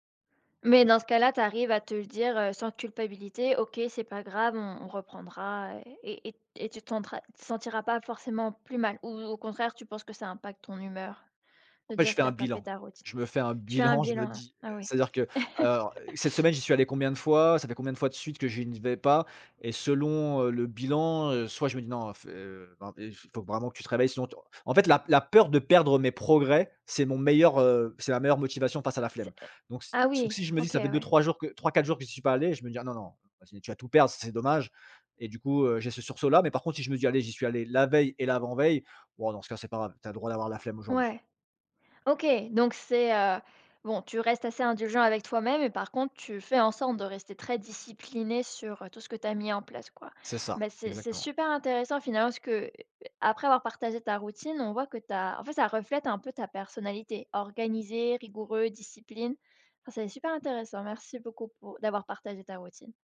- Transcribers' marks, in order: laugh; stressed: "peur"; other background noise; tapping; other noise
- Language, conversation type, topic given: French, podcast, Peux-tu me raconter ta routine du matin, du réveil jusqu’au moment où tu pars ?